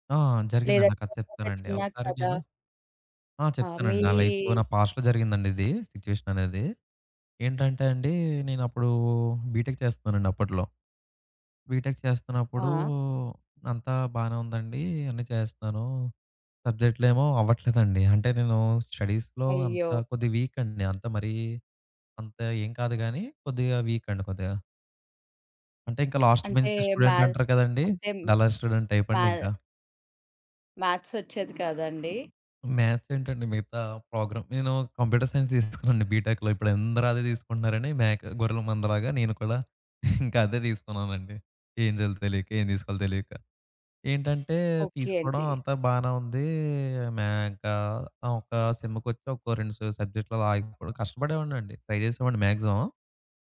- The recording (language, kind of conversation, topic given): Telugu, podcast, ఆపద సమయంలో ఎవరో ఇచ్చిన సహాయం వల్ల మీ జీవితంలో దారి మారిందా?
- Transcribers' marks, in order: tapping; other background noise; in English: "లైఫ్‌లో"; in English: "పాస్ట్‌లో"; in English: "బీటెక్"; in English: "బీటెక్"; in English: "స్టడీస్‌లో"; in English: "వీక్"; in English: "వీక్"; in English: "లాస్ట్ బెంచ్ స్టూడెంట్"; in English: "మ్యాథ్"; in English: "డల్లర్ స్టూడెంట్ టైప్"; in English: "మ్యాథ్స్"; in English: "కంప్యూటర్ సైన్స్"; in English: "బీటెక్‌లో"; chuckle; in English: "ట్రై"; in English: "మాక్సిమమం"